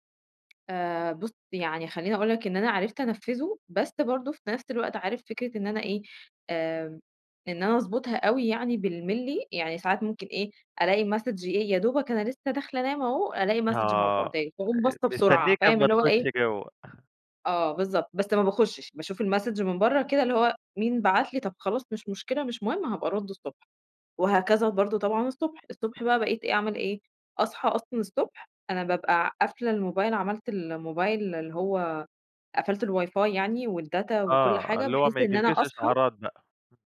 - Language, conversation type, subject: Arabic, podcast, هل بتبصّ على موبايلك أول ما تصحى؟ ليه؟
- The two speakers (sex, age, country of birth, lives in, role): female, 30-34, Egypt, Egypt, guest; male, 25-29, Egypt, Greece, host
- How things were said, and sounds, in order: in English: "Message"; in English: "Message"; chuckle; in English: "الMessage"; tapping; in English: "الواي فاي"; in English: "والdata"; other background noise